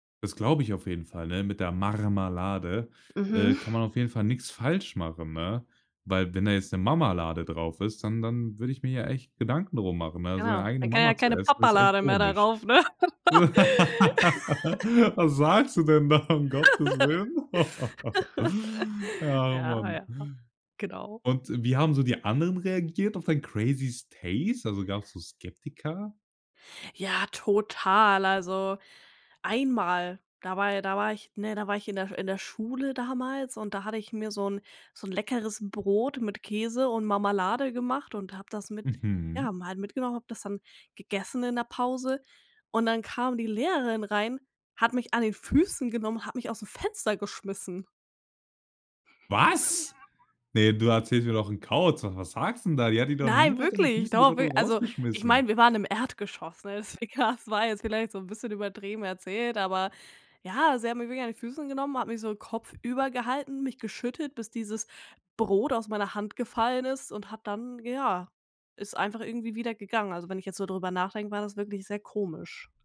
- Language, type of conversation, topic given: German, podcast, Welche gewagte Geschmackskombination hat bei dir überraschend gut funktioniert?
- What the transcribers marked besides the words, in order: stressed: "Marmalade"; chuckle; joyful: "Papalade mehr darauf"; laughing while speaking: "ne?"; laugh; laughing while speaking: "Was sagst du denn da? Um Gottes Willen"; laugh; in English: "crazy stace?"; surprised: "Was?"; chuckle; joyful: "Die hat dich doch niemals an den Füßen genommen und rausgeschmissen"; joyful: "Nein, wirklich. Doch"; laughing while speaking: "we ka das"